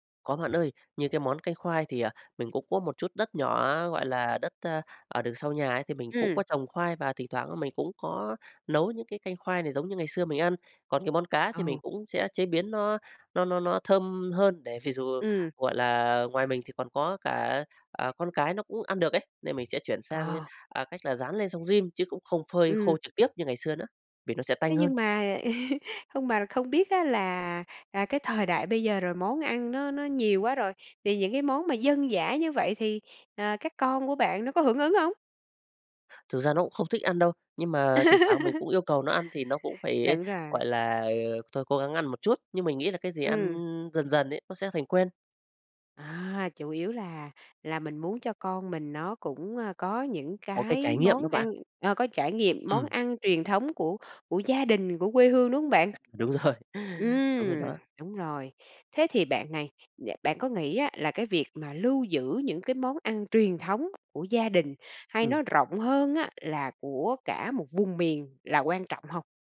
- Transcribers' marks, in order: tapping; laugh; laugh; other background noise; laughing while speaking: "rồi"
- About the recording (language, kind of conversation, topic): Vietnamese, podcast, Bạn nhớ kỷ niệm nào gắn liền với một món ăn trong ký ức của mình?